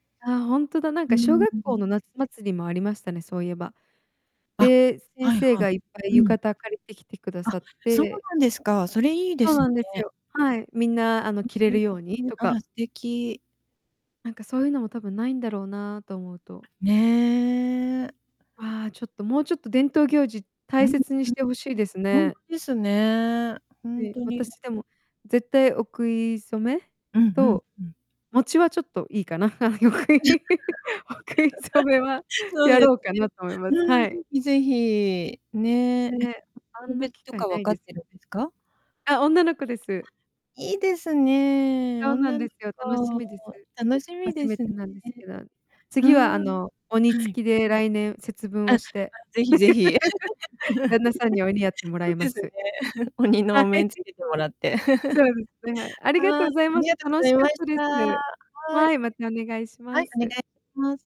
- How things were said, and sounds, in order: distorted speech; laugh; laughing while speaking: "お食い初めは"; laugh; laugh; laugh; chuckle; laughing while speaking: "はい"; chuckle; background speech
- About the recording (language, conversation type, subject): Japanese, unstructured, 日本の伝統行事の中で、いちばん好きなものは何ですか？